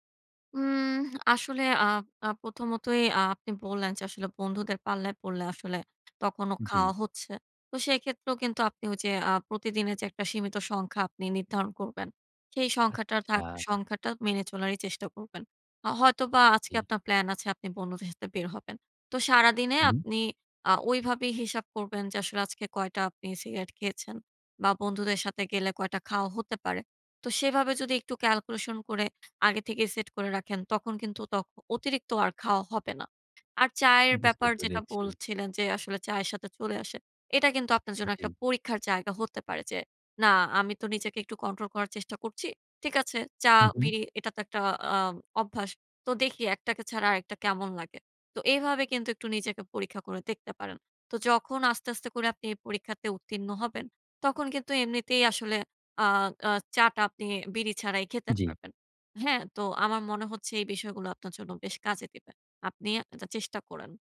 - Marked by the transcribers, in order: tapping; put-on voice: "না আমি তো নিজেকে একটু … আরেকটা কেমন লাগে?"
- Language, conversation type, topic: Bengali, advice, আমি কীভাবে দীর্ঘমেয়াদে পুরোনো খারাপ অভ্যাস বদলাতে পারি?